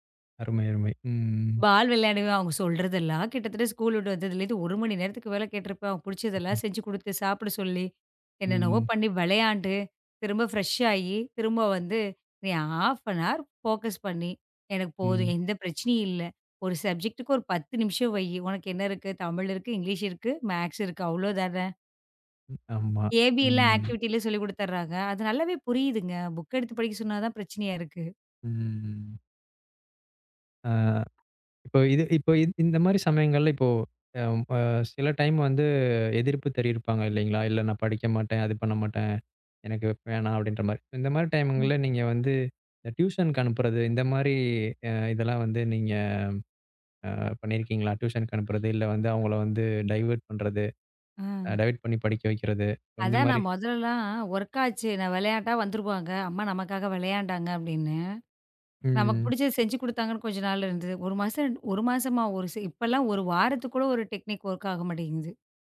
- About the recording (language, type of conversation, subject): Tamil, podcast, குழந்தைகளை படிப்பில் ஆர்வம் கொள்ளச் செய்வதில் உங்களுக்கு என்ன அனுபவம் இருக்கிறது?
- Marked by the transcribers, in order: drawn out: "ம்"; drawn out: "ம்"; in English: "ஃப்ரெஷ்"; in English: "ஹாஃப் அன் ஹார் ஃபோகஸ்"; in English: "சப்ஜெக்க்ட்டுக்கு"; drawn out: "ம்"; in English: "ஆக்ட்டிவிட்டில"; other noise; drawn out: "ம்"; drawn out: "ஆ"; other background noise; in English: "டைவர்ட்"; in English: "டைவர்ட்"; in English: "வொர்க்"; drawn out: "ம்"; in English: "டெக்னிக் வொர்க்"